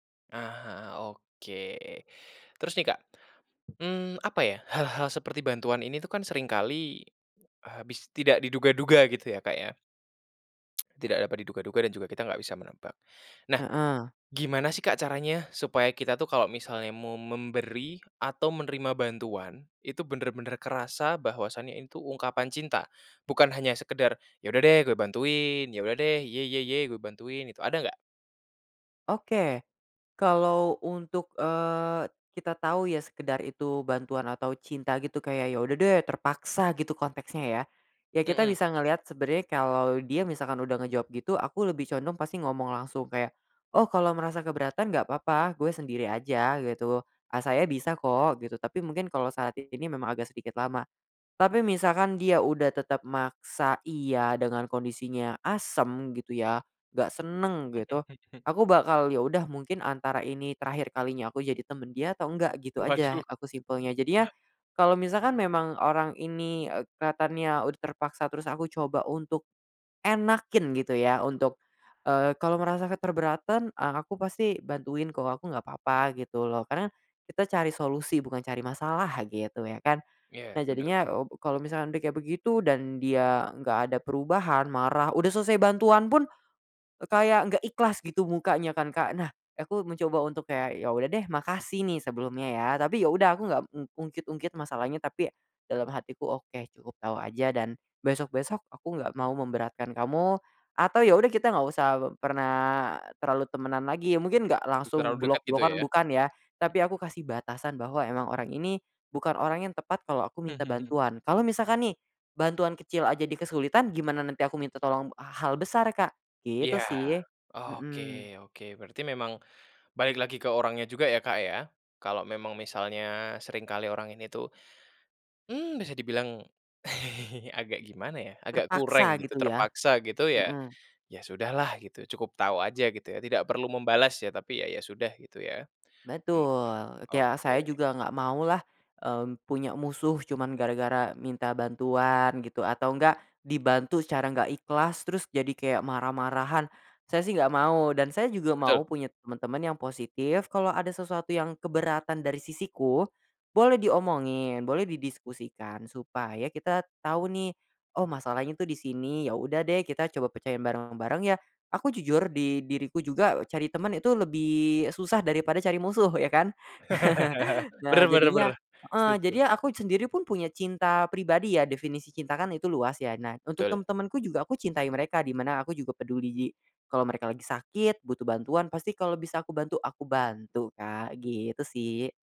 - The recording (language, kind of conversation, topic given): Indonesian, podcast, Kapan bantuan kecil di rumah terasa seperti ungkapan cinta bagimu?
- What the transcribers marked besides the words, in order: other background noise; tsk; "iya- iya- iya" said as "iye iye iye"; chuckle; laughing while speaking: "Waduh"; stressed: "enakin"; "keberatan" said as "keterberatan"; chuckle; chuckle; "kurang" said as "kureng"; chuckle; laugh